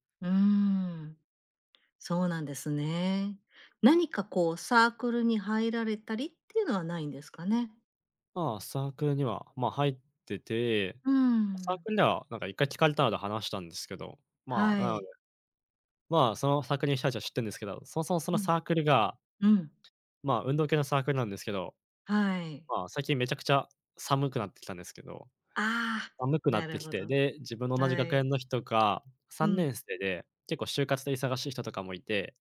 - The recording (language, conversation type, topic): Japanese, advice, 新しい環境で自分を偽って馴染もうとして疲れた
- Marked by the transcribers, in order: none